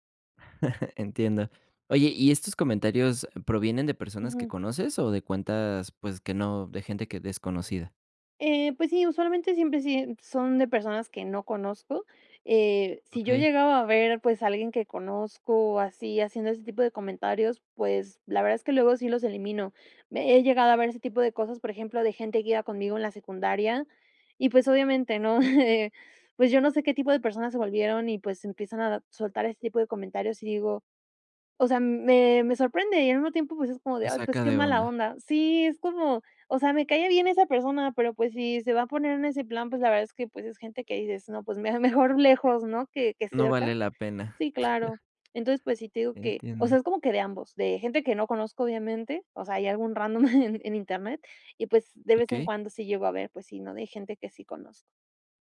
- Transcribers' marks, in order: chuckle; chuckle; other noise; chuckle; chuckle
- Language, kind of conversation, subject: Spanish, advice, ¿Cómo te han afectado los comentarios negativos en redes sociales?